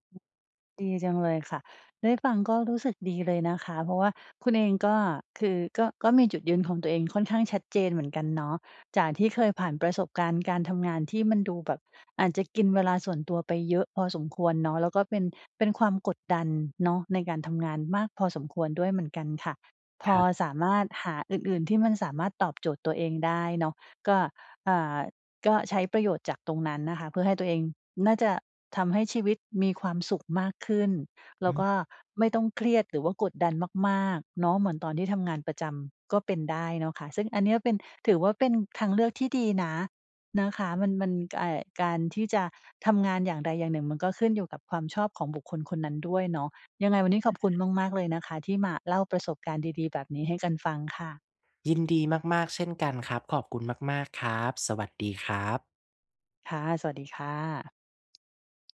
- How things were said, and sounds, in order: other noise; other background noise
- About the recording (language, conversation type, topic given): Thai, podcast, คุณหาความสมดุลระหว่างงานกับชีวิตส่วนตัวยังไง?